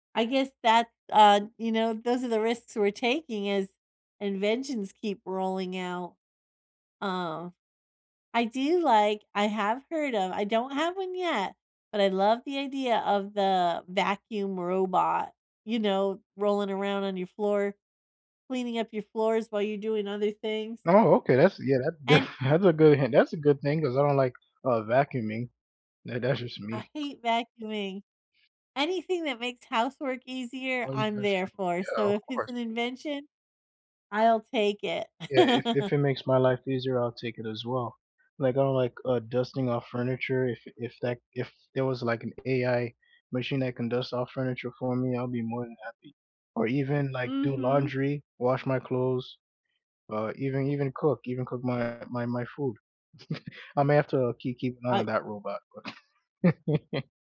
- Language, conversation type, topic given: English, unstructured, What is the most surprising invention you use every day?
- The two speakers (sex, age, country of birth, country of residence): female, 50-54, United States, United States; male, 35-39, United States, United States
- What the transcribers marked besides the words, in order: laughing while speaking: "def"; tapping; other background noise; laugh; chuckle; laugh